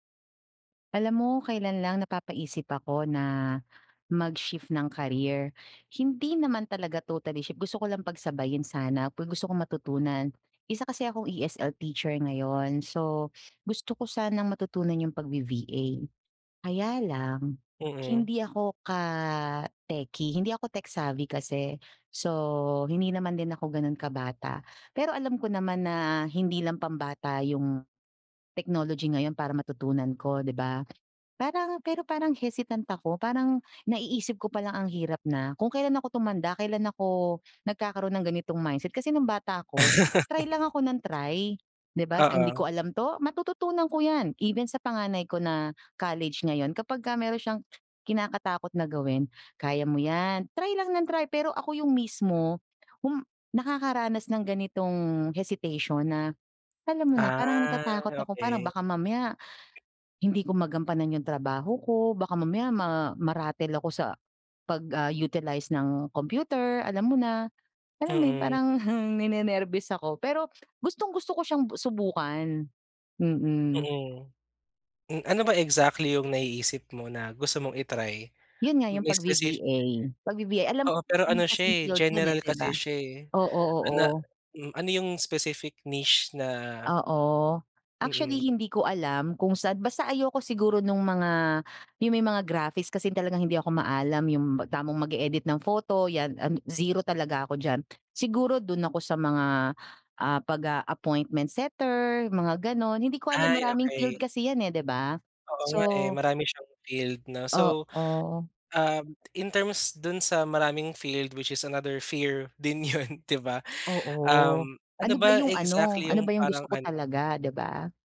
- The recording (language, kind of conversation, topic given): Filipino, advice, Paano ko haharapin ang takot na subukan ang bagong gawain?
- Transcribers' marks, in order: in English: "tech-savy"; in English: "hesitant"; in English: "hesitation"; drawn out: "Ah"; in English: "utilize"; other background noise; in English: "which is another fear"